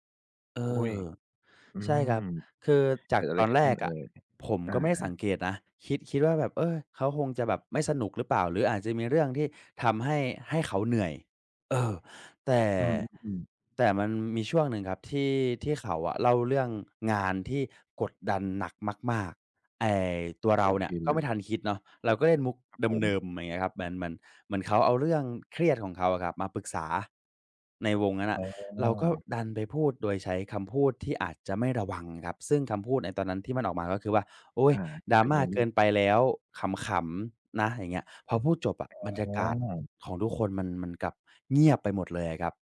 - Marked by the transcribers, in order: none
- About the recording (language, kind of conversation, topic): Thai, podcast, เคยโดนเข้าใจผิดจากการหยอกล้อไหม เล่าให้ฟังหน่อย